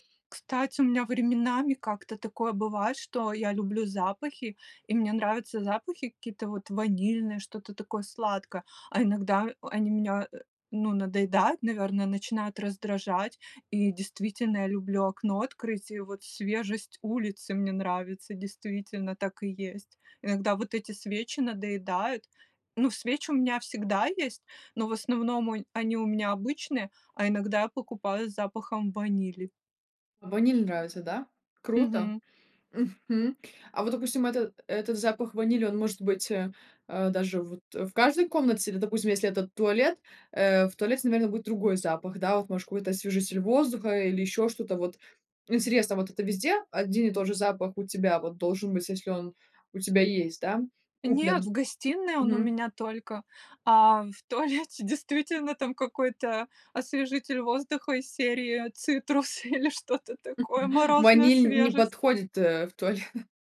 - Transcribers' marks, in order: other background noise; laughing while speaking: "в туалете"; laughing while speaking: "Цитрусы или что-то такое"; chuckle; chuckle
- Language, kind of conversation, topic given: Russian, podcast, Как ты создаёшь уютное личное пространство дома?